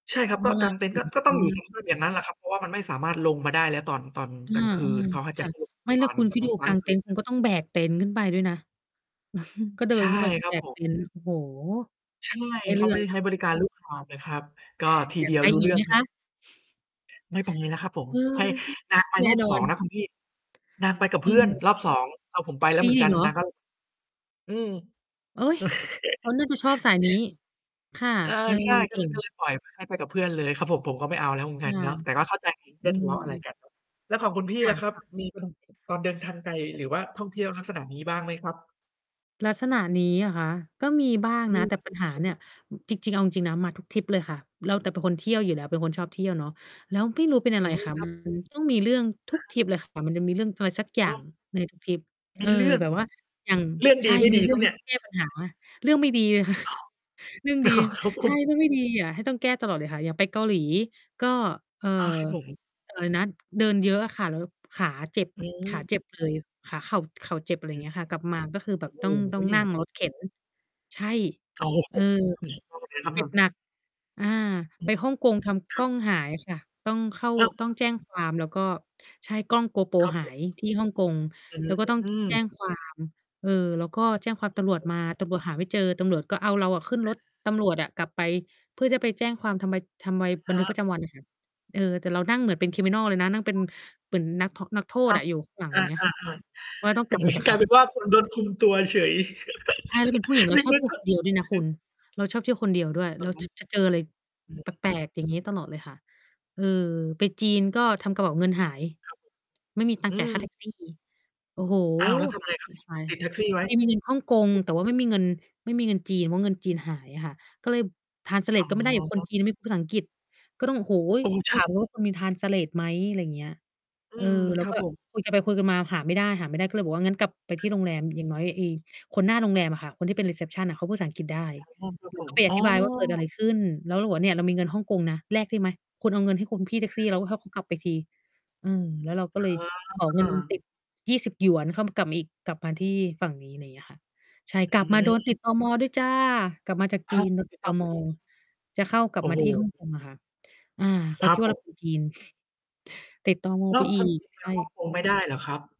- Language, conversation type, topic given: Thai, unstructured, คุณเคยเจอปัญหาอะไรบ้างตอนเดินทางไกล?
- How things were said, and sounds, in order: mechanical hum; distorted speech; chuckle; tapping; laughing while speaking: "เออ"; chuckle; chuckle; laughing while speaking: "อ๋อ ครับผม"; laughing while speaking: "ค่ะ"; laughing while speaking: "โอ้โฮ"; unintelligible speech; unintelligible speech; unintelligible speech; unintelligible speech; in English: "Criminal"; giggle; other background noise; in English: "ทรานสเลต"; in English: "ทรานสเลต"; unintelligible speech; in English: "รีเซปชัน"; unintelligible speech; chuckle